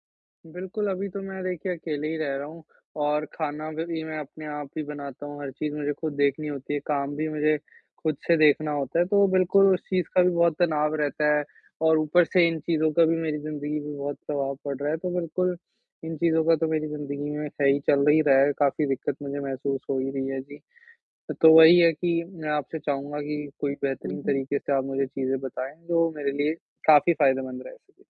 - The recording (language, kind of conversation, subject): Hindi, advice, मैं अपने दैनिक खर्चों पर नियंत्रण करके कर्ज जल्दी चुकाना कैसे शुरू करूं?
- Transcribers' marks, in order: static